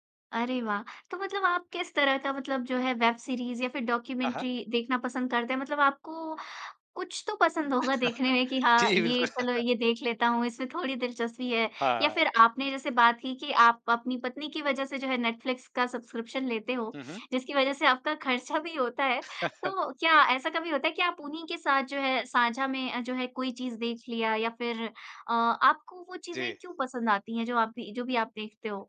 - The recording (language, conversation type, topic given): Hindi, podcast, ओटीटी पर आप क्या देखना पसंद करते हैं और उसे कैसे चुनते हैं?
- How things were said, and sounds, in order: in English: "डॉक्यूमेंट्री"; laughing while speaking: "जी, बिल्कुल"; chuckle; in English: "सब्सक्रिप्शन"; chuckle